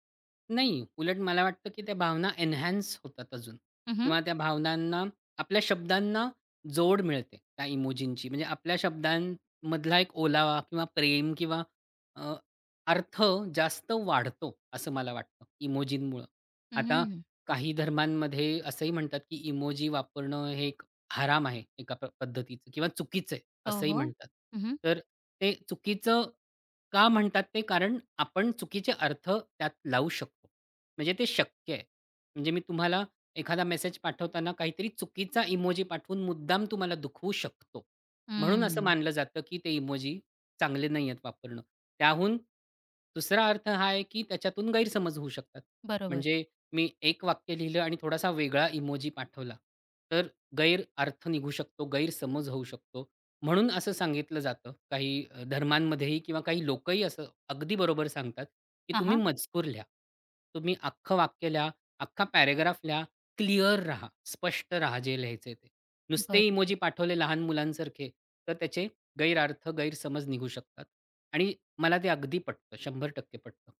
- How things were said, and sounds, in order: in English: "एन्हान्स"
- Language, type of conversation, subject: Marathi, podcast, इमोजी वापरण्याबद्दल तुमची काय मते आहेत?